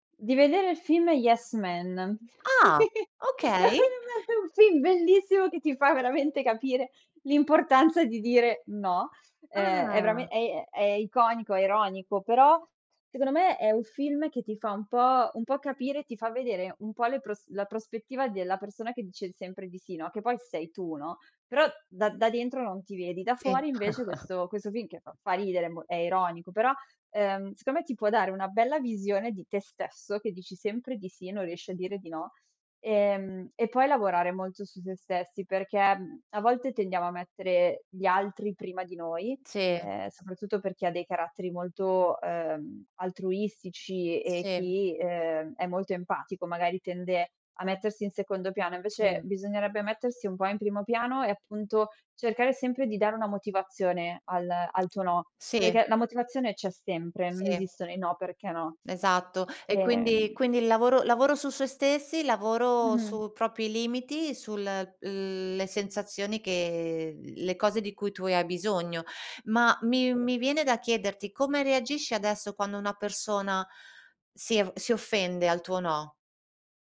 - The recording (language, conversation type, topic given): Italian, podcast, Come si impara a dire no senza sentirsi in colpa?
- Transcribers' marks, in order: giggle; laughing while speaking: "È un film bellissimo che ti fa veramente capire"; drawn out: "Ah"; chuckle; other background noise; "propri" said as "propi"; unintelligible speech